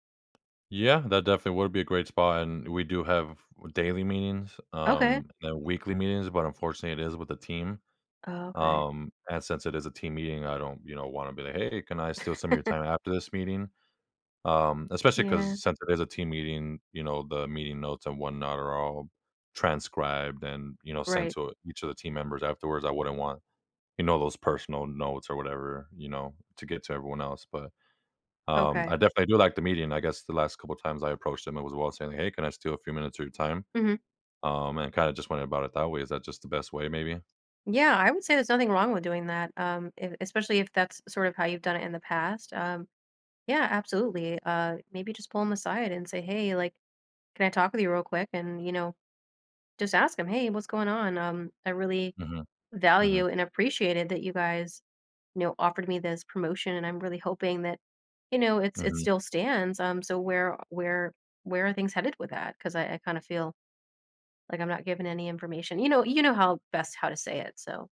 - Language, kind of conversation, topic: English, advice, How can I position myself for a promotion at my company?
- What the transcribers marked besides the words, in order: other background noise; chuckle